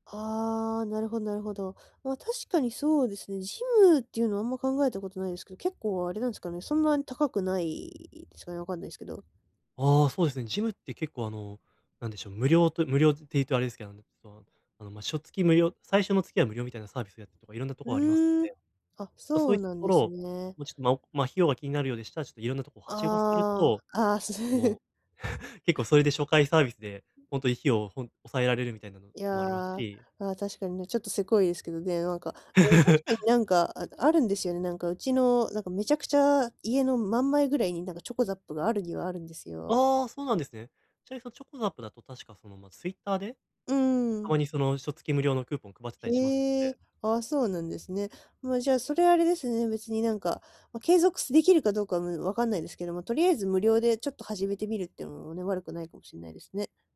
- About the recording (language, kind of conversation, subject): Japanese, advice, 就寝時間が一定しない
- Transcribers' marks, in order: laugh; laugh